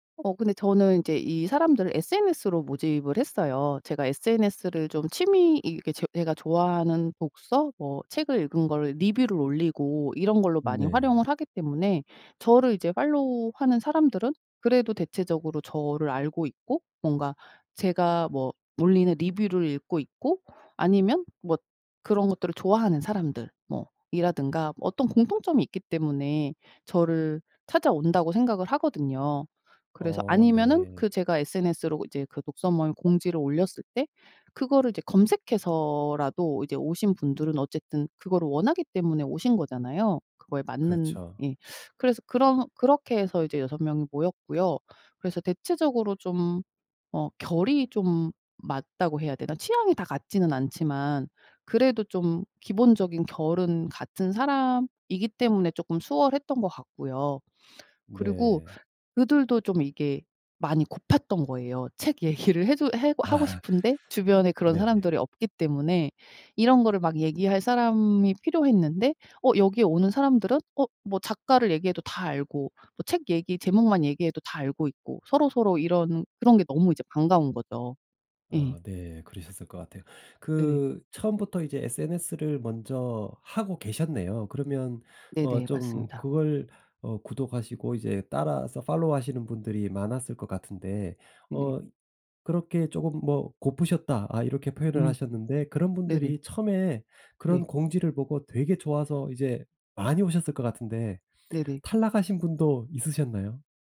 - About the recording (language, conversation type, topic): Korean, podcast, 취미 모임이나 커뮤니티에 참여해 본 경험은 어땠나요?
- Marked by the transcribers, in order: put-on voice: "팔로우"; tapping; laughing while speaking: "얘기를"; laughing while speaking: "아"; put-on voice: "팔로우"